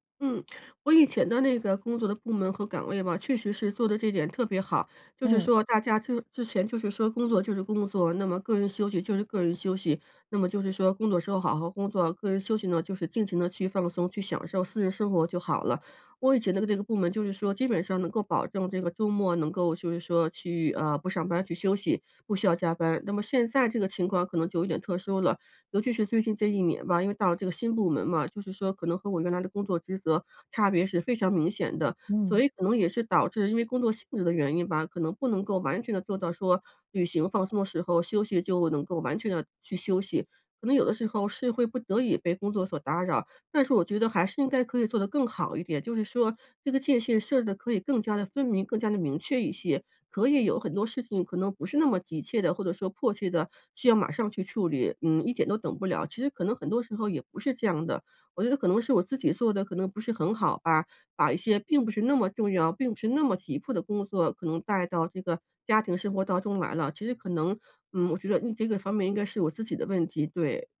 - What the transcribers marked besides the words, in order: other background noise
- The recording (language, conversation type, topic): Chinese, advice, 旅行中如何减压并保持身心健康？